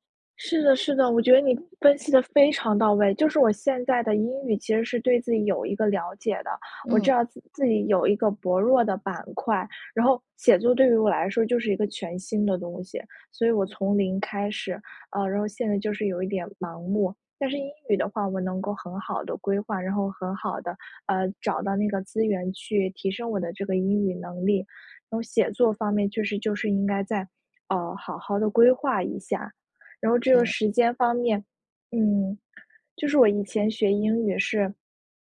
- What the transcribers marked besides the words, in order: tapping
- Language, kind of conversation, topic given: Chinese, advice, 为什么我想同时养成多个好习惯却总是失败？